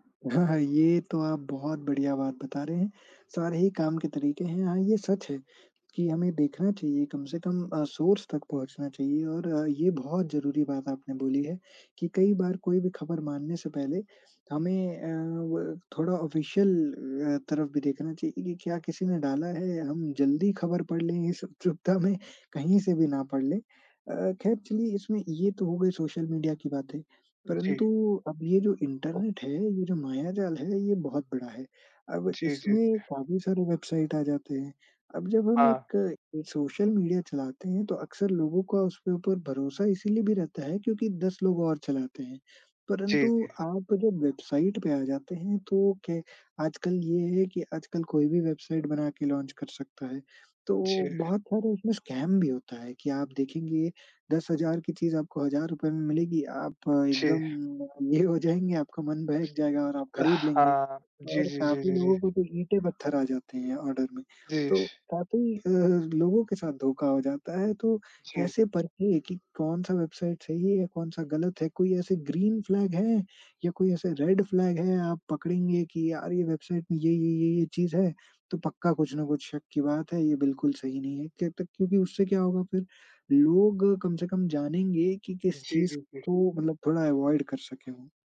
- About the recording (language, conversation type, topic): Hindi, podcast, ऑनलाइन और सोशल मीडिया पर भरोसा कैसे परखा जाए?
- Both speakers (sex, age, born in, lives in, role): male, 20-24, India, India, guest; male, 20-24, India, India, host
- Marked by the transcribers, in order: laughing while speaking: "हाँ, हाँ"; in English: "सोर्स"; in English: "ऑफ़िशियल"; laughing while speaking: "उचुक्ता में"; "उत्सुकता" said as "उचुक्ता"; other noise; in English: "वेबसाइट"; in English: "वेबसाइट"; in English: "वेबसाइट"; in English: "लॉन्च"; in English: "स्कैम"; in English: "वेबसाइट"; in English: "ग्रीन फ्लैग"; in English: "रेड फ्लैग"; in English: "वेबसाइट"; in English: "अवॉइड"